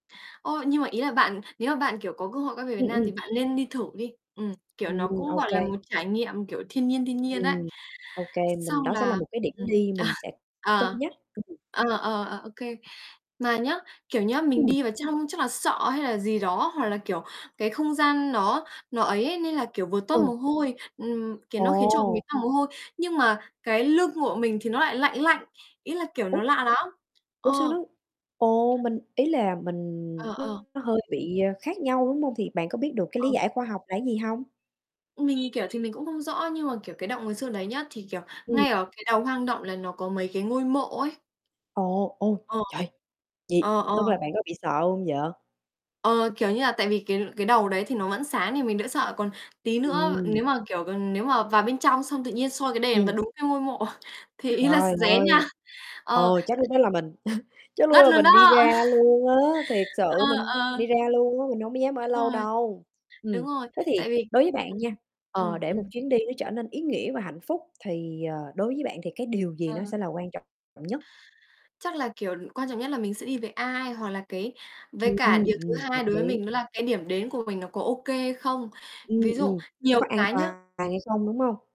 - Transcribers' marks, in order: tapping; horn; distorted speech; laughing while speaking: "ờ"; other background noise; other street noise; chuckle; laughing while speaking: "mộ"; laughing while speaking: "ý"; chuckle
- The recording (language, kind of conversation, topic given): Vietnamese, unstructured, Chuyến đi nào khiến bạn cảm thấy hạnh phúc nhất?